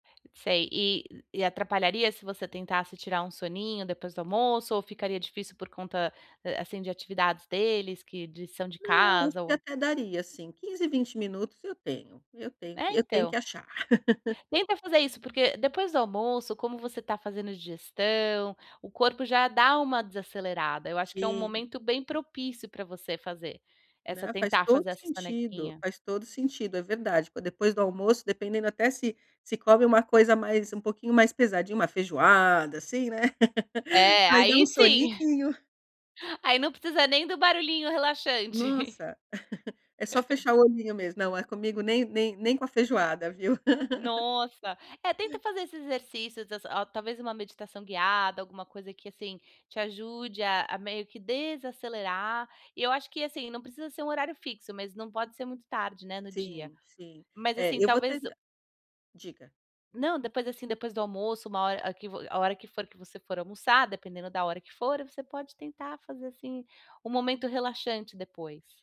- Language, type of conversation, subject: Portuguese, advice, Como posso usar cochilos para aumentar minha energia durante o dia?
- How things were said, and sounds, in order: tapping; laugh; laugh; laugh; giggle; laugh; laugh